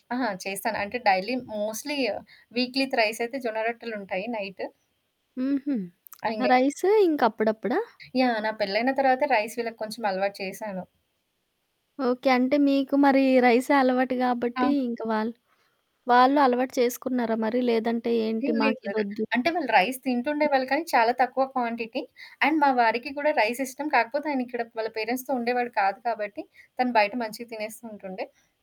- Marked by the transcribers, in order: static; in English: "డైలీ మోస్ట్‌లీ వీక్లీ త్రైస్"; in English: "నైట్"; in English: "రైస్"; in English: "రైస్"; in English: "క్వాంటిటీ. అండ్"; in English: "రైస్"; in English: "పేరెంట్స్‌తో"
- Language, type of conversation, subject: Telugu, podcast, ఒంటరిగా ఉండటం మీకు భయం కలిగిస్తుందా, లేక ప్రశాంతతనిస్తుందా?